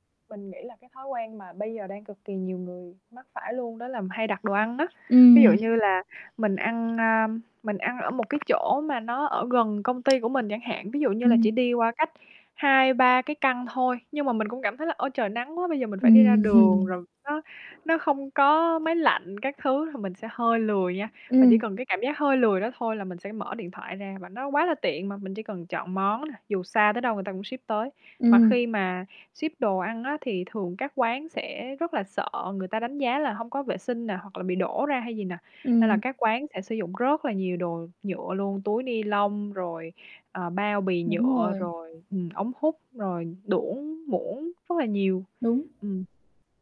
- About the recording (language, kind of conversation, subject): Vietnamese, podcast, Bạn có thể chia sẻ những cách hiệu quả để giảm rác nhựa trong đời sống hằng ngày không?
- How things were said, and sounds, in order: static; mechanical hum; other background noise; distorted speech; tapping; chuckle; "đũa" said as "đuỗng"